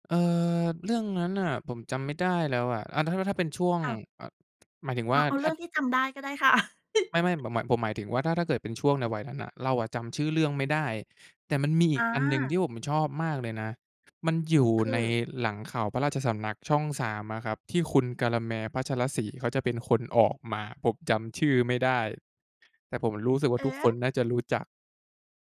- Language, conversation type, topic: Thai, podcast, คุณชอบดูหนังแนวไหนเวลาอยากหนีความเครียด?
- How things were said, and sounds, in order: laugh